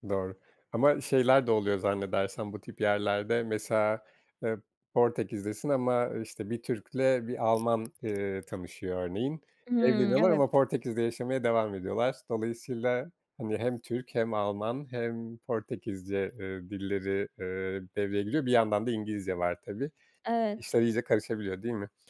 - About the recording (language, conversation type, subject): Turkish, podcast, Dil, kimlik oluşumunda ne kadar rol oynar?
- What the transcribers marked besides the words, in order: other background noise